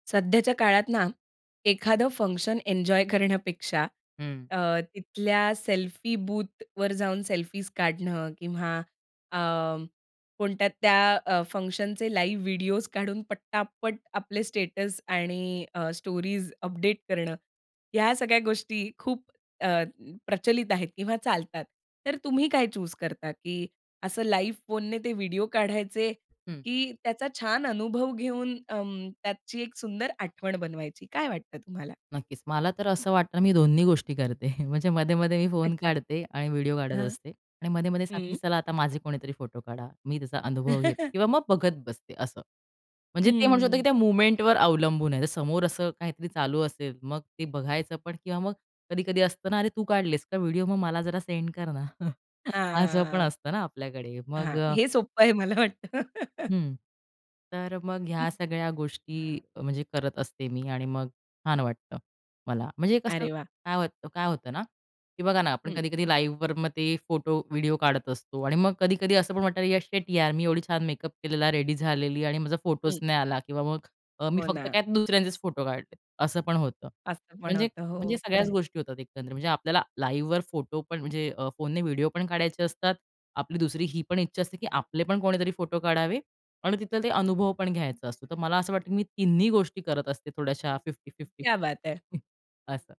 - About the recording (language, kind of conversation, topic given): Marathi, podcast, लाईव्ह कार्यक्रमात फोनने व्हिडिओ काढावा की फक्त क्षण अनुभवावा?
- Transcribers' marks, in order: in English: "फंक्शन"; in English: "सेल्फी बूथवर"; in English: "फंक्शनचे लाईव्ह"; in English: "स्टेटस"; in English: "स्टोरीज"; tapping; in English: "चूज"; in English: "लाईव्ह"; other background noise; chuckle; laugh; in English: "मोमेंटवर"; chuckle; laughing while speaking: "मला वाटतं"; chuckle; dog barking; other noise; in English: "लाईव्हवर"; in English: "रेडी"; in English: "लाईव्हवर"; in Hindi: "क्या बात है!"; in English: "फिफ्टी-फिफ्टी"; chuckle